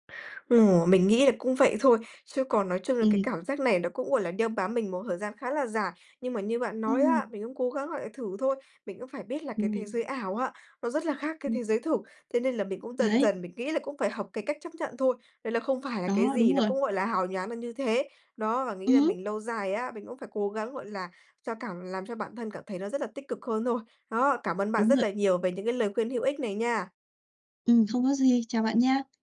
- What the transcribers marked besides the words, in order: tapping
- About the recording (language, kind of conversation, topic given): Vietnamese, advice, Làm sao để bớt đau khổ khi hình ảnh của bạn trên mạng khác với con người thật?